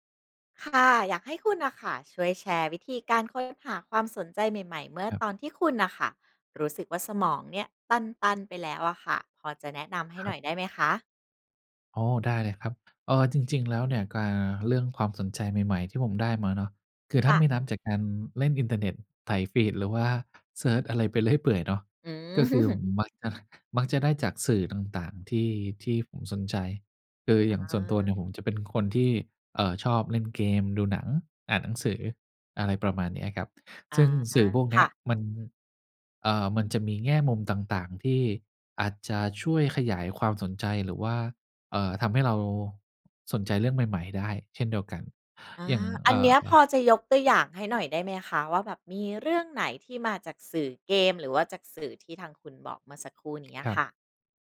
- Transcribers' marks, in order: chuckle
- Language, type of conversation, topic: Thai, podcast, ทำอย่างไรถึงจะค้นหาความสนใจใหม่ๆ ได้เมื่อรู้สึกตัน?